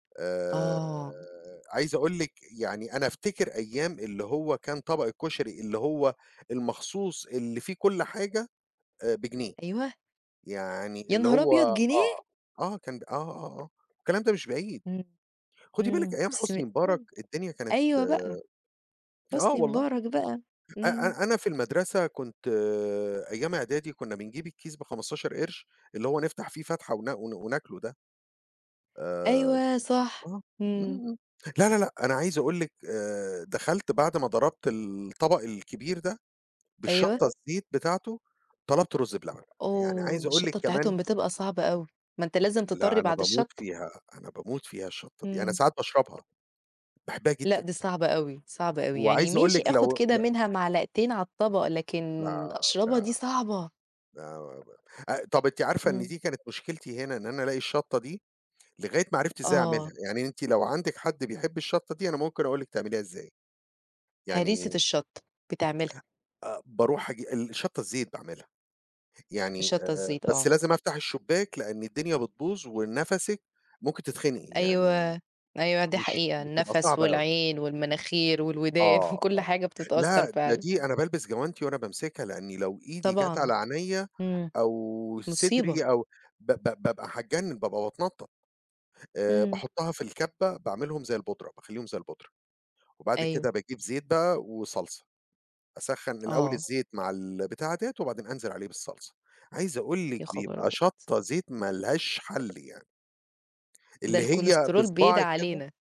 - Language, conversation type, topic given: Arabic, unstructured, إيه رأيك في الأكل الجاهز مقارنة بالطبخ في البيت؟
- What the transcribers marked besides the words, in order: tapping; unintelligible speech; other background noise; unintelligible speech; chuckle